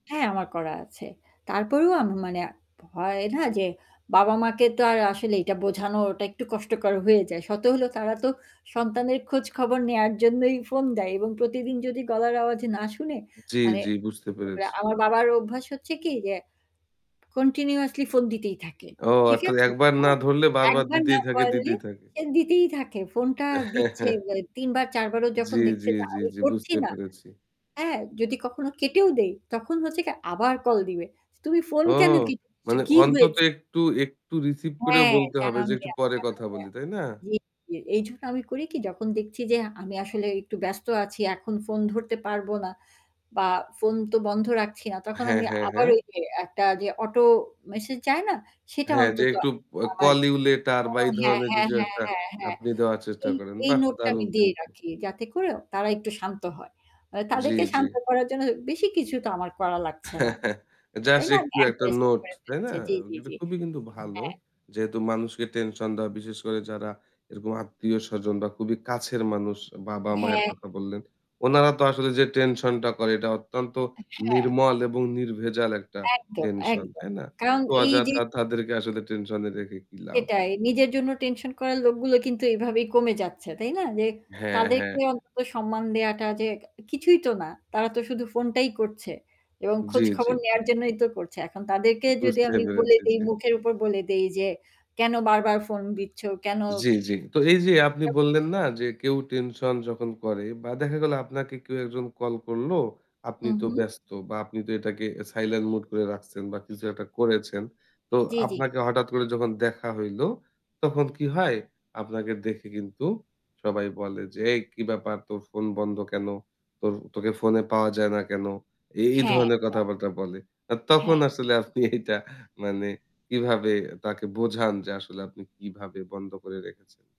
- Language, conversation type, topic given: Bengali, podcast, ফোন বন্ধ রেখে মনোযোগ ধরে কাজ করার কার্যকর কৌশল কী কী?
- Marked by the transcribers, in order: static; tapping; unintelligible speech; in English: "continuously"; "আচ্ছা" said as "অত্থে"; chuckle; distorted speech; other background noise; in English: "call you later"; unintelligible speech; chuckle; bird; "কিন্তু" said as "কিতু"; unintelligible speech; "অযথা" said as "অজাথা"; unintelligible speech; laughing while speaking: "আপনি এইটা"